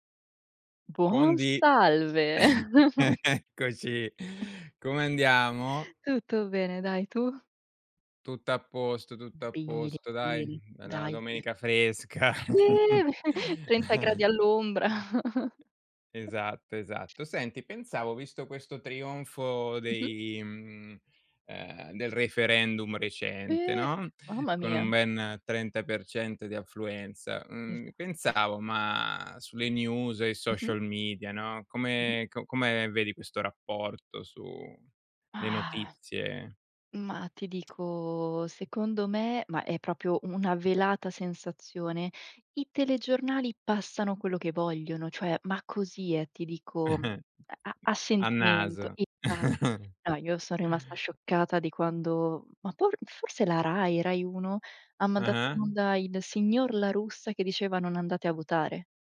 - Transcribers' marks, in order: chuckle; laughing while speaking: "E eccoci"; laugh; tapping; chuckle; drawn out: "Eh"; chuckle; laughing while speaking: "fresca"; laugh; chuckle; other background noise; in English: "news"; sigh; "proprio" said as "propio"; chuckle; chuckle
- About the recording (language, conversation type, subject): Italian, unstructured, Come pensi che i social media influenzino le notizie quotidiane?